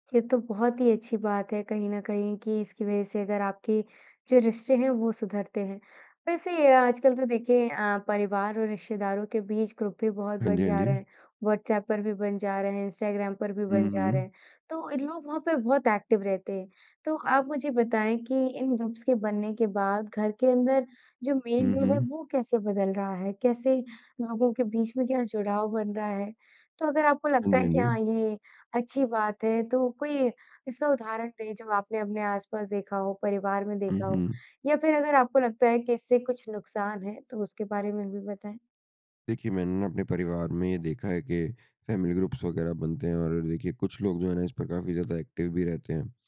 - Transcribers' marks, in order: in English: "ग्रुप"; in English: "एक्टिव"; in English: "ग्रुप्स"; in English: "फैमिली ग्रुप्स"; in English: "एक्टिव"
- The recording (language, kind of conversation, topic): Hindi, podcast, सोशल मीडिया ने आपके रिश्तों को कैसे प्रभावित किया है?